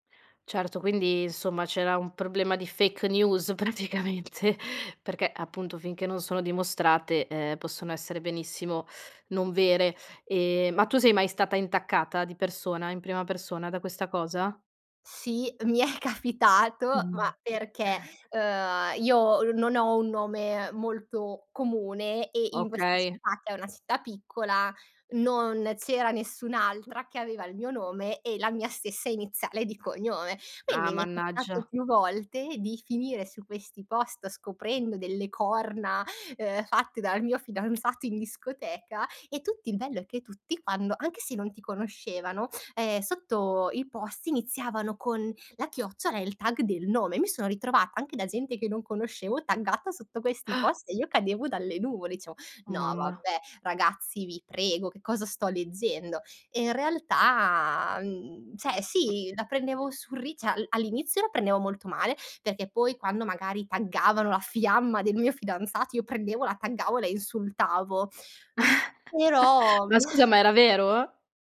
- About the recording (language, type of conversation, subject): Italian, podcast, Cosa fai per proteggere la tua reputazione digitale?
- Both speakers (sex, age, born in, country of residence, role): female, 25-29, Italy, Italy, guest; female, 30-34, Italy, Italy, host
- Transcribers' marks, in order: in English: "fake news"; laughing while speaking: "praticamente"; laughing while speaking: "mi è capitato"; other background noise; in English: "tag"; in English: "taggata"; "cioè" said as "ceh"; "cioè" said as "ceh"; in English: "taggavano"; in English: "taggavo"; chuckle